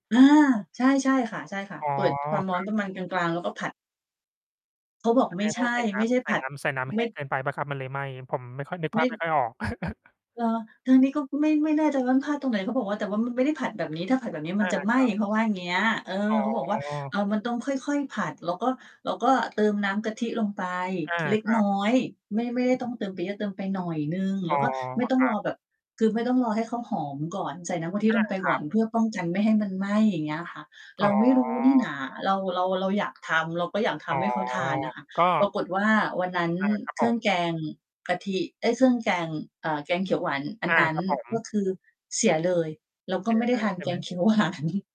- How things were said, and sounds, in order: distorted speech; chuckle; mechanical hum; laughing while speaking: "หวาน"
- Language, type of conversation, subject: Thai, unstructured, คุณรู้สึกอย่างไรเมื่อทำอาหารเป็นงานอดิเรก?